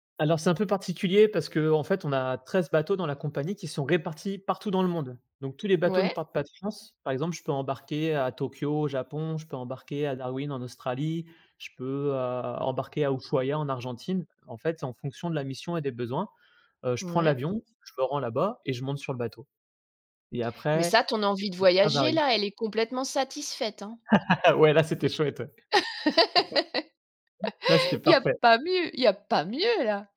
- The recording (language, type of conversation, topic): French, podcast, Pouvez-vous décrire une occasion où le fait de manquer quelque chose vous a finalement été bénéfique ?
- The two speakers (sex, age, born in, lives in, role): female, 45-49, France, France, host; male, 30-34, France, France, guest
- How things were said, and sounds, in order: unintelligible speech; laugh; joyful: "Il y a pas mieux ! Il y a pas mieux là !"; chuckle